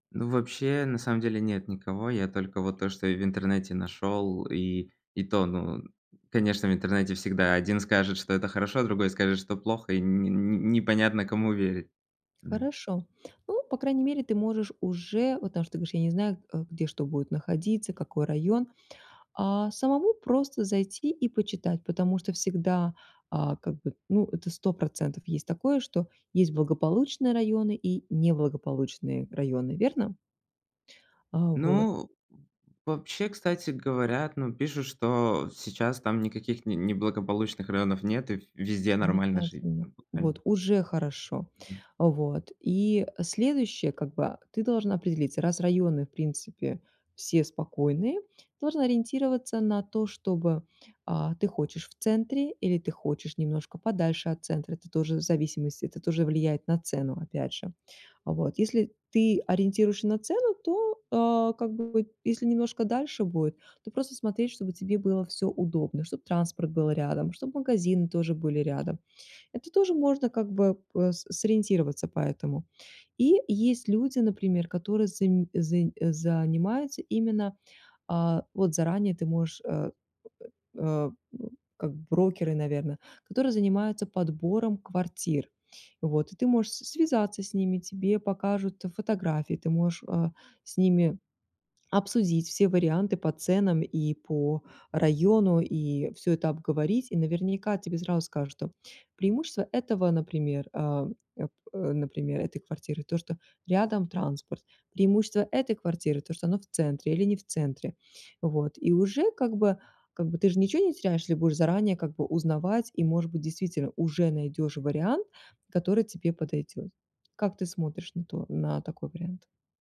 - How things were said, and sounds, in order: tapping; other background noise; unintelligible speech
- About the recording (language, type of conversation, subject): Russian, advice, Как мне справиться со страхом и неопределённостью во время перемен?